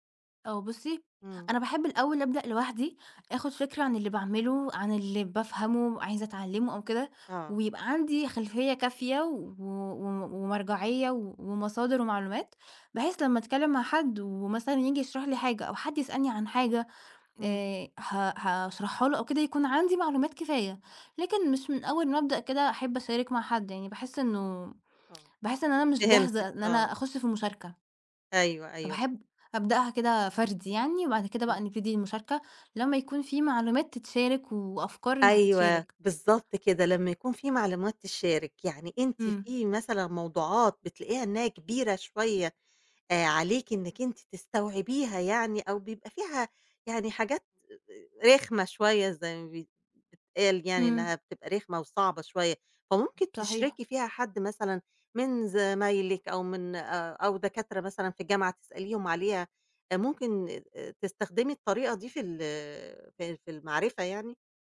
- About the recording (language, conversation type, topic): Arabic, podcast, إيه اللي بيحفزك تفضل تتعلم دايمًا؟
- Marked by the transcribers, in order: tapping